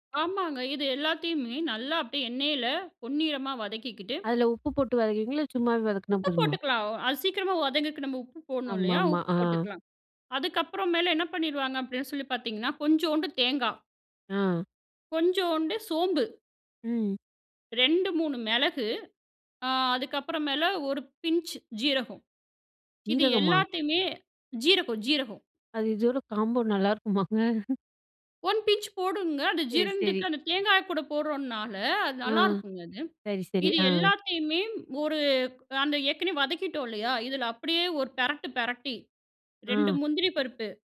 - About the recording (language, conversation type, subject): Tamil, podcast, அம்மா சமைத்ததை நினைவுபடுத்தும் ஒரு உணவைப் பற்றி சொல்ல முடியுமா?
- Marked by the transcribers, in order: in English: "பிஞ்ச்"; laughing while speaking: "நல்லாயிருக்குமாங்க?"; in English: "ஒன் பிஞ்ச்"